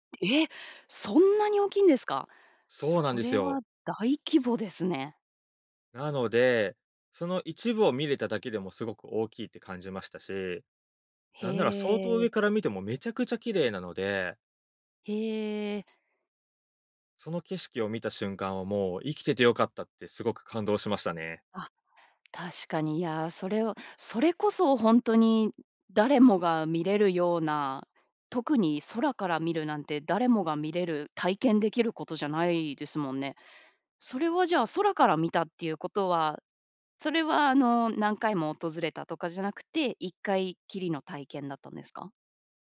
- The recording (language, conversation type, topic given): Japanese, podcast, 自然の中で最も感動した体験は何ですか？
- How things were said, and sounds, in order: none